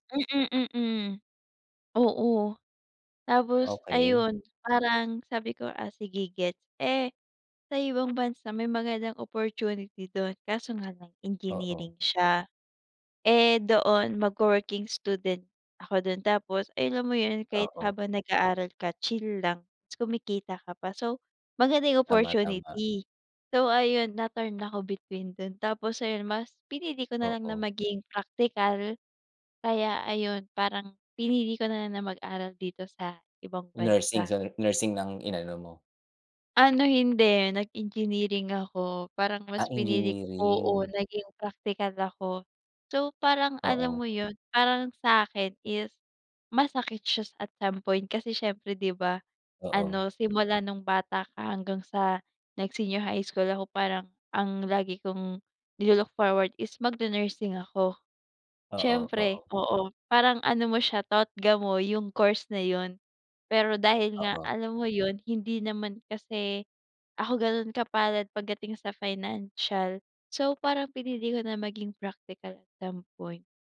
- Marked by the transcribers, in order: none
- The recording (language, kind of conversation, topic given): Filipino, unstructured, Ano ang pinakamalaking hamon na nalampasan mo sa pag-aaral?